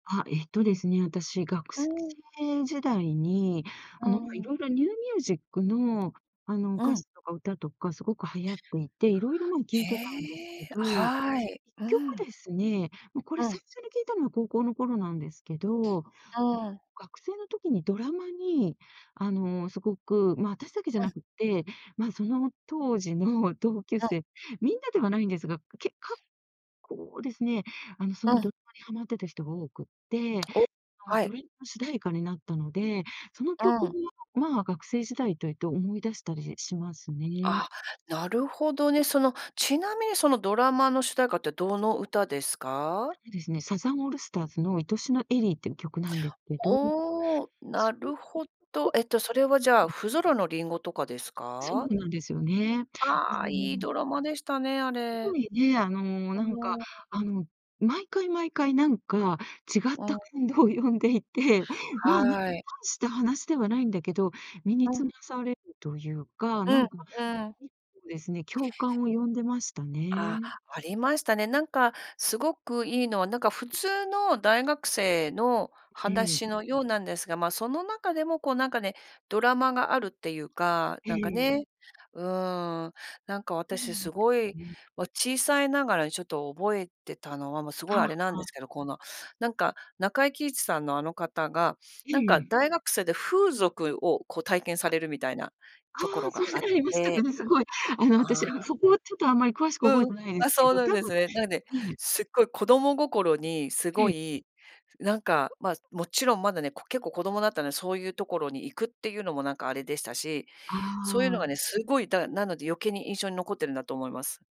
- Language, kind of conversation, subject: Japanese, podcast, 卒業や学校生活を思い出す曲といえば、何が思い浮かびますか？
- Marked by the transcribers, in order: other background noise; tapping; "ドラマ" said as "ドリ"; unintelligible speech; other noise; unintelligible speech